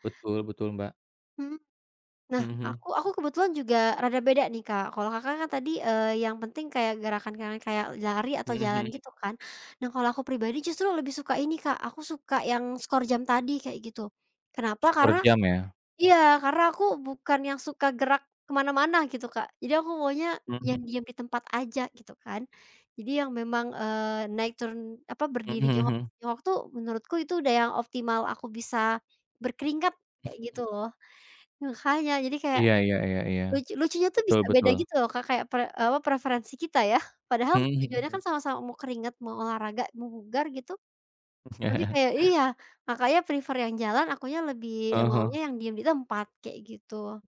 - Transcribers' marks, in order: chuckle; in English: "prefer"
- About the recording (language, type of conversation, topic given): Indonesian, unstructured, Apakah kamu setuju bahwa olahraga harus menjadi prioritas setiap hari?